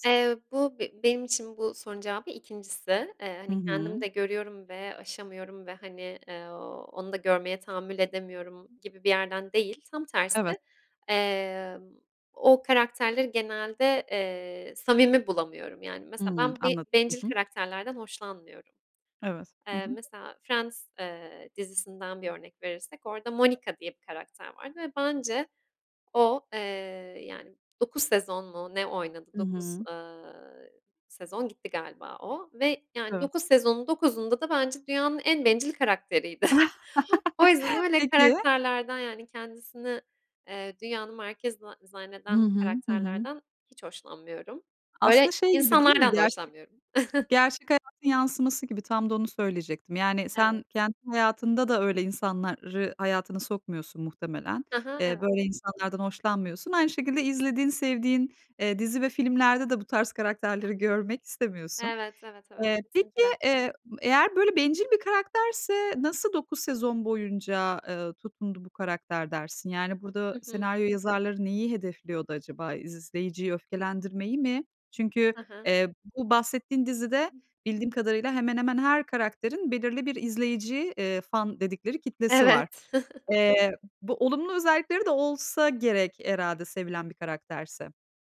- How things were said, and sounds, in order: other noise; chuckle; chuckle; tapping; other background noise; chuckle
- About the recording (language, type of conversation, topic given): Turkish, podcast, Hangi dizi karakteriyle özdeşleşiyorsun, neden?